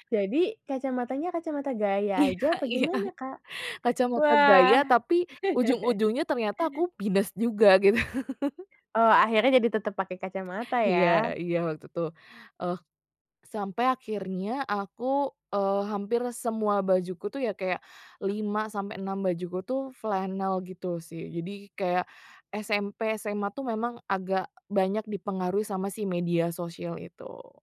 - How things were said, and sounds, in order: laughing while speaking: "Iya iya"; chuckle; laughing while speaking: "gitu"; chuckle
- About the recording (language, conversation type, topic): Indonesian, podcast, Seberapa besar pengaruh media sosial terhadap gaya berpakaianmu?